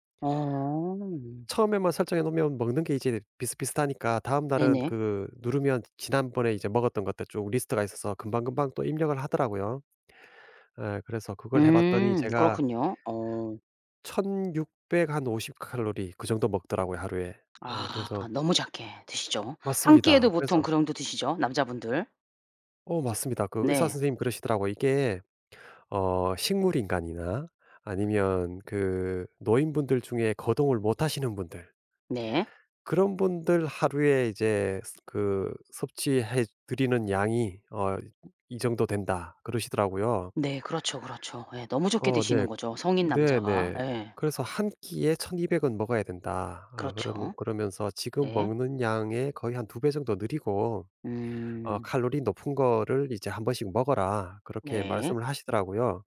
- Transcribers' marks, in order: none
- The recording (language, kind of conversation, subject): Korean, advice, 다이어트나 건강 습관을 시도하다가 자주 포기하게 되는 이유는 무엇인가요?